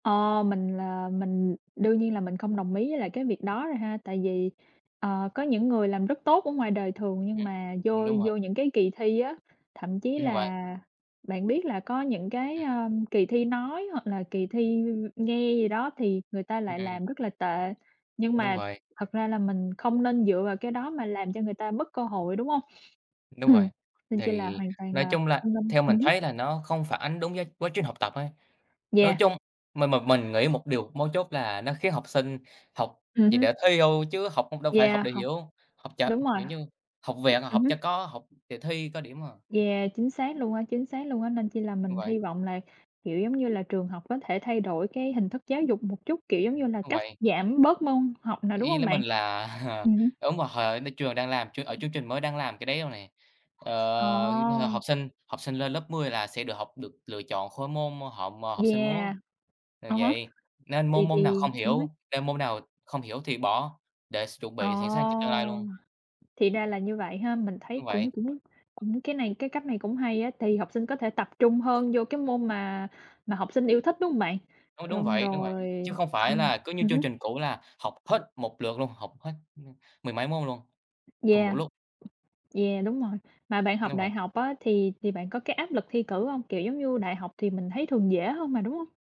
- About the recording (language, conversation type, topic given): Vietnamese, unstructured, Bạn có cảm thấy áp lực thi cử hiện nay là công bằng không?
- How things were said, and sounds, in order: other background noise; throat clearing; tapping; chuckle